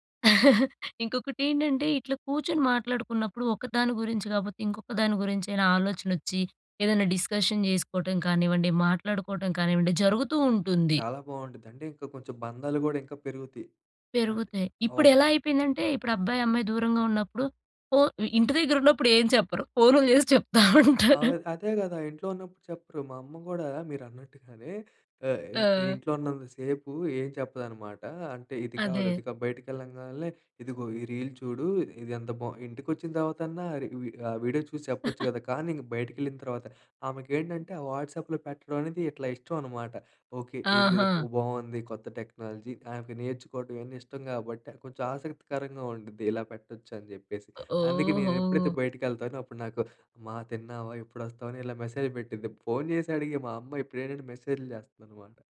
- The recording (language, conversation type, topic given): Telugu, podcast, సోషల్ మీడియా ఒంటరితనాన్ని ఎలా ప్రభావితం చేస్తుంది?
- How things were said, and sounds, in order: chuckle; in English: "డిస్కషన్"; other background noise; chuckle; in English: "రీల్"; in English: "వీడియో"; laugh; in English: "వాట్సాప్లో"; in English: "టెక్నాలజీ"; drawn out: "ఓహో!"